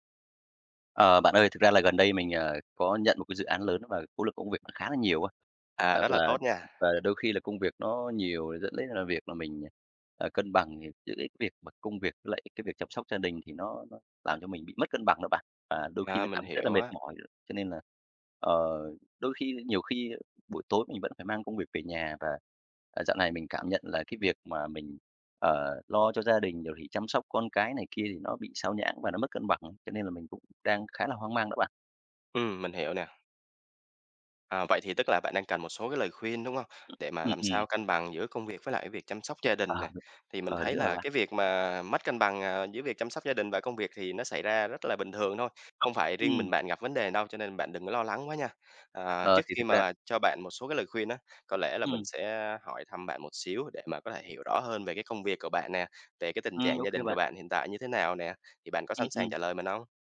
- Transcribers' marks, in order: tapping; other background noise
- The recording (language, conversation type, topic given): Vietnamese, advice, Làm thế nào để cân bằng giữa công việc và việc chăm sóc gia đình?